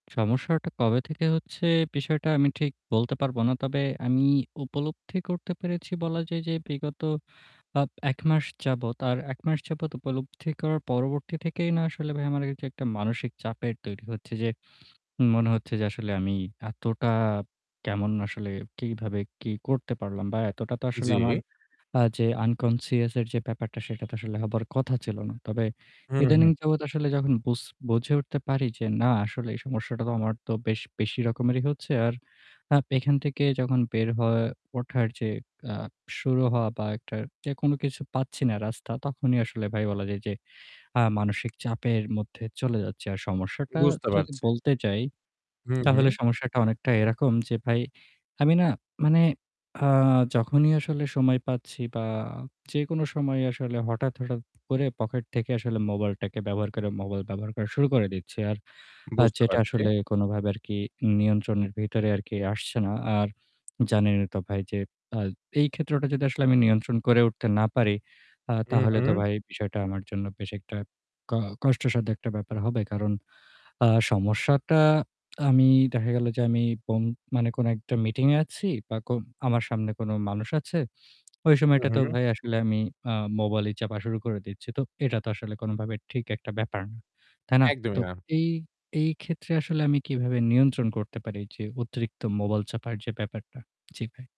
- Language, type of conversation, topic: Bengali, advice, আমি কীভাবে ফোন ও অ্যাপের বিভ্রান্তি কমিয়ে মনোযোগ ধরে রাখতে পারি?
- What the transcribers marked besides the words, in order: static; horn; other background noise; tapping